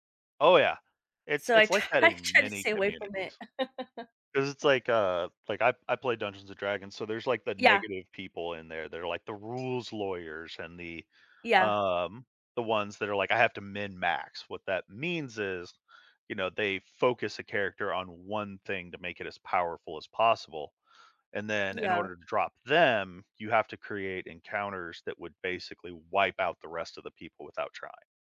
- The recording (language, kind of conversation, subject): English, unstructured, Why do people sometimes feel the need to show off their abilities, and how does it affect those around them?
- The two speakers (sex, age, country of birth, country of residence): female, 30-34, Mexico, United States; male, 40-44, United States, United States
- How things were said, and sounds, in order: laughing while speaking: "try"; chuckle; other background noise; tapping